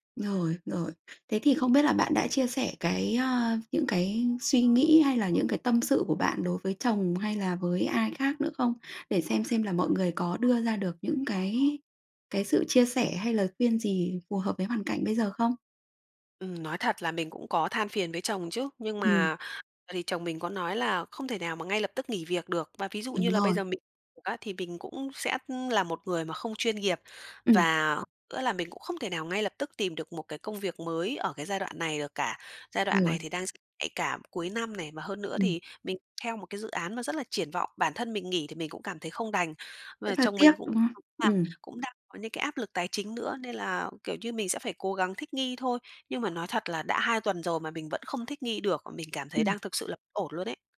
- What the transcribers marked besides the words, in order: other background noise; tapping; "nhạy" said as "ạy"
- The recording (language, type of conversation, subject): Vietnamese, advice, Thay đổi lịch làm việc sang ca đêm ảnh hưởng thế nào đến giấc ngủ và gia đình bạn?